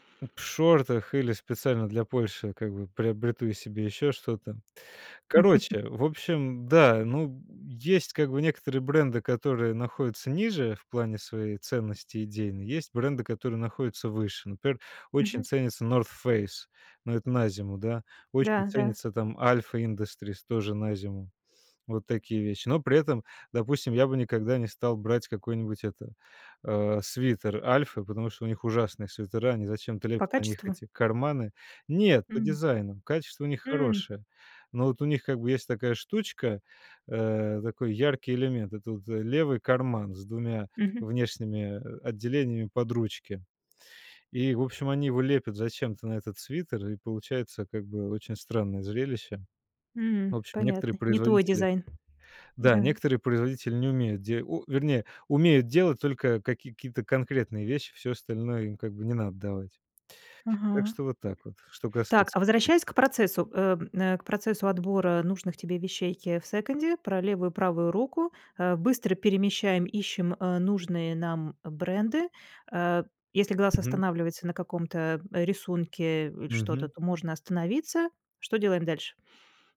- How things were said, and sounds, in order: chuckle; tapping
- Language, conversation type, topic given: Russian, podcast, Что помогает создать персональный стиль при ограниченном бюджете?